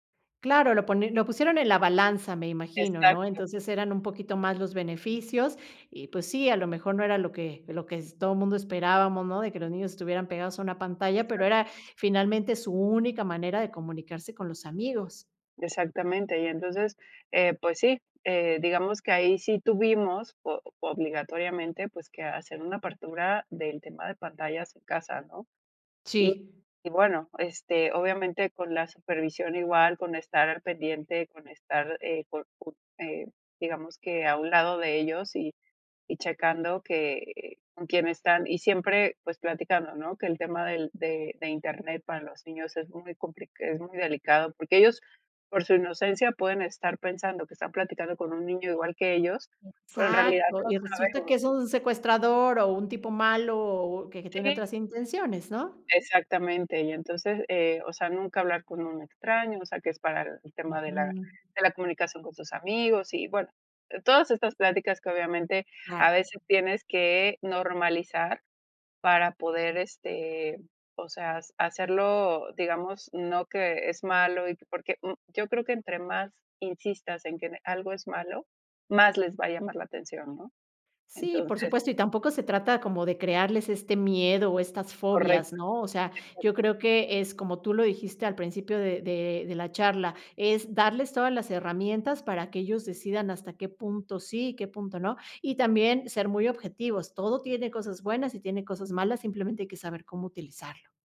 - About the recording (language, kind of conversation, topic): Spanish, podcast, ¿Cómo controlas el uso de pantallas con niños en casa?
- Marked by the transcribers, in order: none